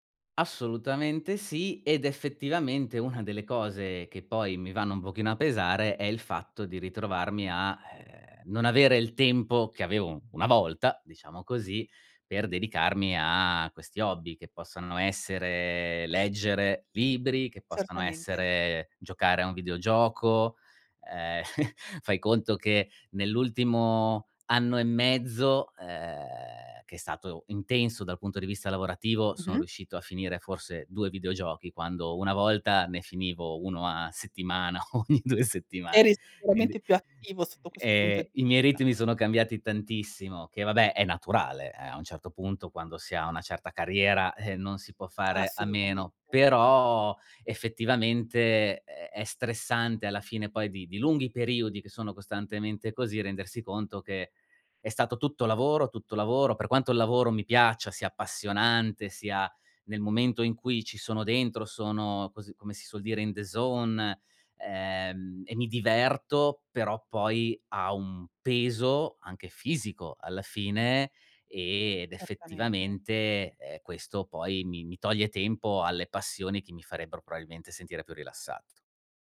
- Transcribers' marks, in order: chuckle; laughing while speaking: "ogni due settimane"; in English: "in the zone"; "probabilmente" said as "proabilmente"
- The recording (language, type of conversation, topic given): Italian, advice, Come posso isolarmi mentalmente quando lavoro da casa?